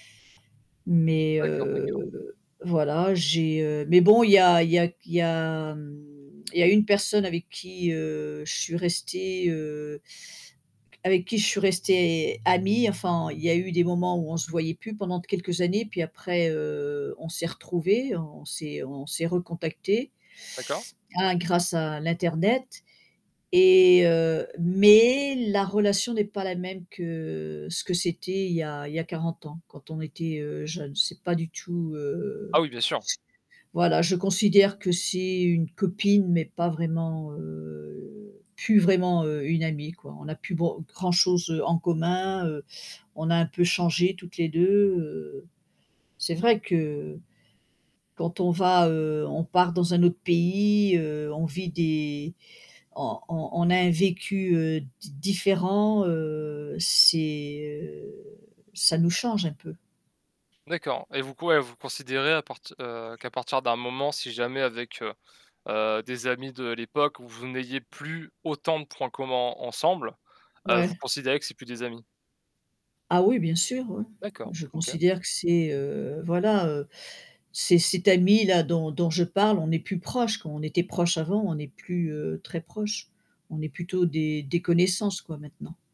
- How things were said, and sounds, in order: static; tsk; other street noise; tapping; stressed: "mais"; other background noise; drawn out: "heu"; stressed: "autant"
- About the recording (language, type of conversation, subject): French, unstructured, Qu’est-ce qui rend une amitié solide selon toi ?